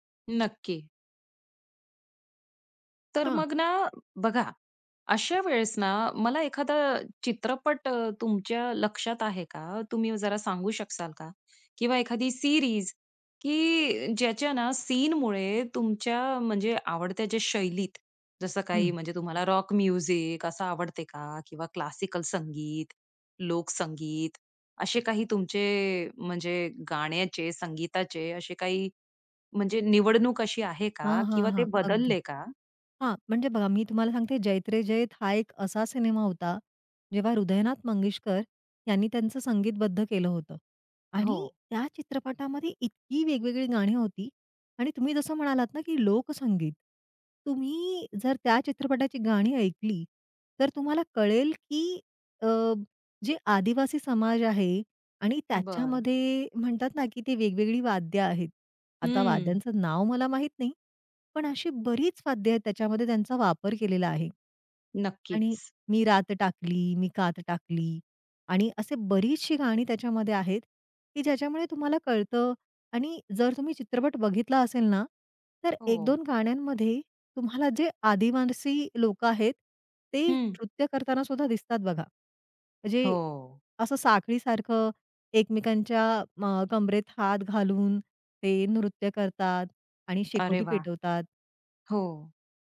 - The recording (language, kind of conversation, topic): Marathi, podcast, चित्रपट आणि टीव्हीच्या संगीतामुळे तुझ्या संगीत-आवडीत काय बदल झाला?
- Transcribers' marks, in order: tapping; "शकाल" said as "शकसाल"; in English: "सीरीज"; in English: "रॉक म्युझिक"; other background noise; "निवड" said as "निवडणूक"